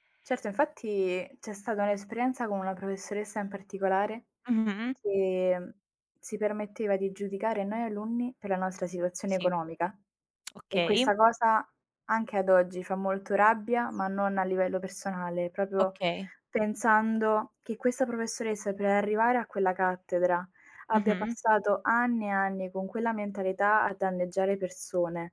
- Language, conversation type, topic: Italian, unstructured, Che cosa ti fa arrabbiare di più quando si parla del passato?
- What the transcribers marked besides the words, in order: lip smack; other background noise